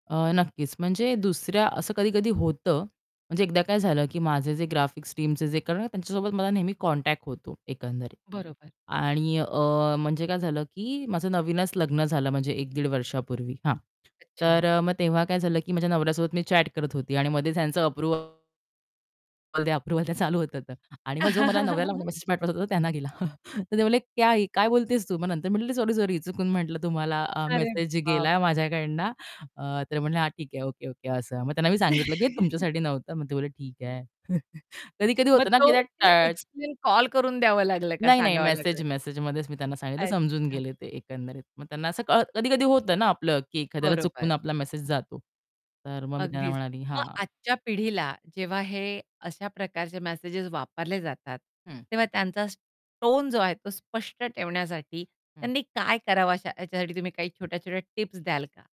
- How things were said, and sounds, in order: other background noise; in English: "ग्राफिक्स टीमचे"; in English: "कॉन्टॅक्ट"; tapping; in English: "चॅट"; distorted speech; laughing while speaking: "अप्रूव्हल द्या चालू होत होतं"; chuckle; in Hindi: "क्या है ये?"; static; chuckle; chuckle; in English: "एक्सप्लेन"
- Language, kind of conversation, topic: Marathi, podcast, मेसेजचा सूर स्पष्ट करण्यासाठी तुम्ही काय वापरता?